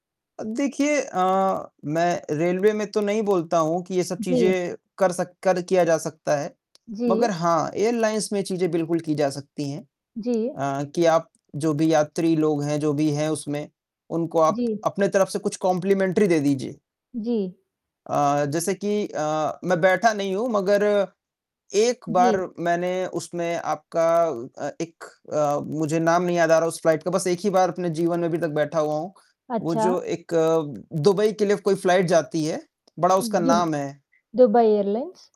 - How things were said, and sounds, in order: distorted speech; tapping; in English: "एयरलाइंस"; in English: "कॉम्प्लिमेंटरी"; in English: "फ्लाइट"; in English: "फ्लाइट"; in English: "एयरलाइंस?"
- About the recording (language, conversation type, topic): Hindi, unstructured, फ्लाइट या ट्रेन में देरी होने पर आपको सबसे ज़्यादा गुस्सा कब आया?